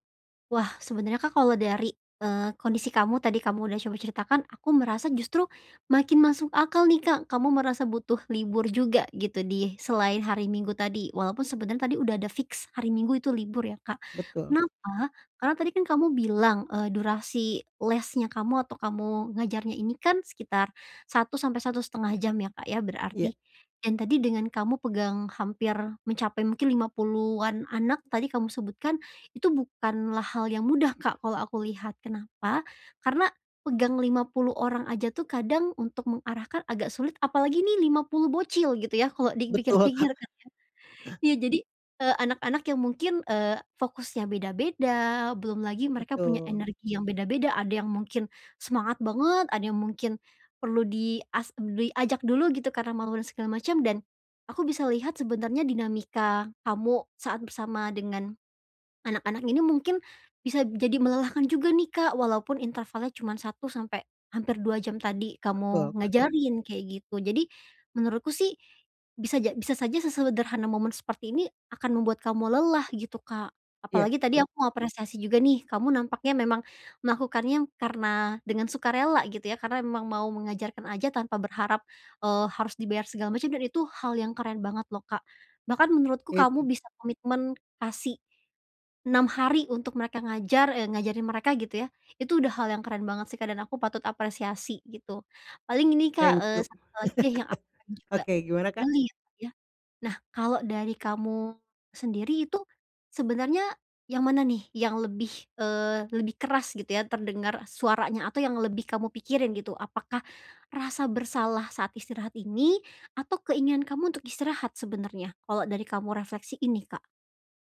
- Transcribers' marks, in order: in English: "fix"; in English: "Thank you"; laugh; tapping
- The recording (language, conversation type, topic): Indonesian, advice, Kenapa saya merasa bersalah saat ingin bersantai saja?